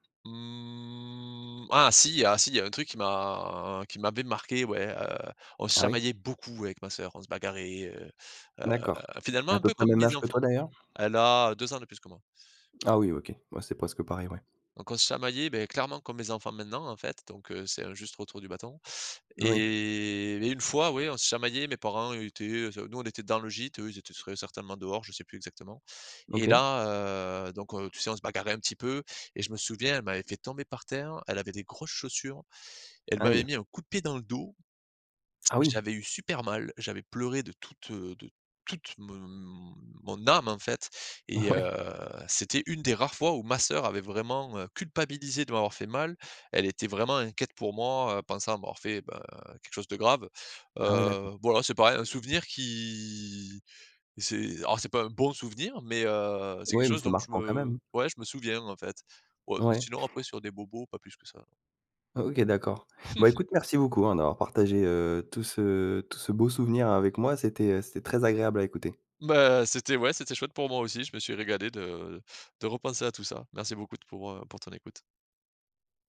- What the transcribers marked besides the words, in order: drawn out: "Mmh"; other background noise; drawn out: "m'a"; stressed: "beaucoup"; drawn out: "Et"; laughing while speaking: "Ah ouais"; stressed: "ma"; drawn out: "qui"; stressed: "bon"; chuckle
- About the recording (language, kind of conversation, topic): French, podcast, Quel est ton plus beau souvenir en famille ?